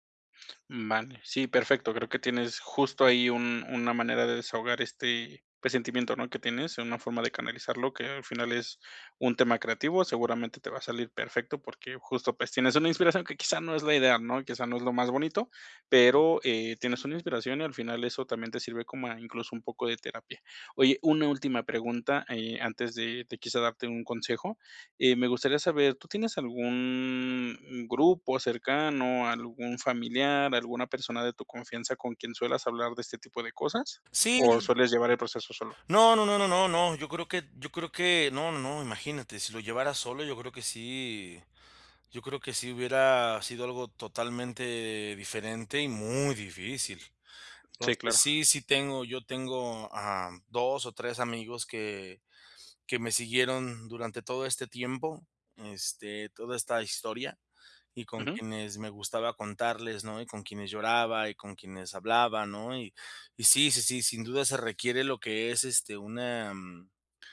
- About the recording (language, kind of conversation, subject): Spanish, advice, ¿Cómo puedo sobrellevar las despedidas y los cambios importantes?
- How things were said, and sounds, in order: other noise; drawn out: "Sí"; tapping